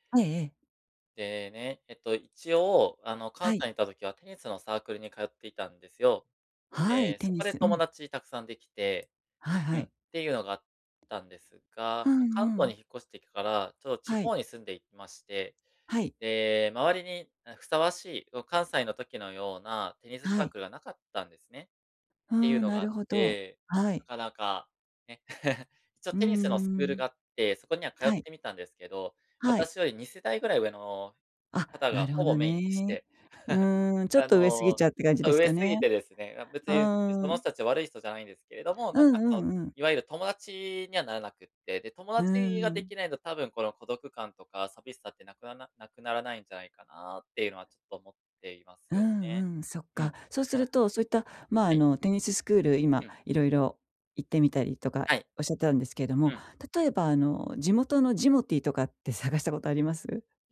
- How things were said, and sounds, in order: tapping; other background noise; chuckle; chuckle; chuckle
- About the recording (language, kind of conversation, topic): Japanese, advice, 新しい場所で感じる孤独や寂しさを、どうすればうまく対処できますか？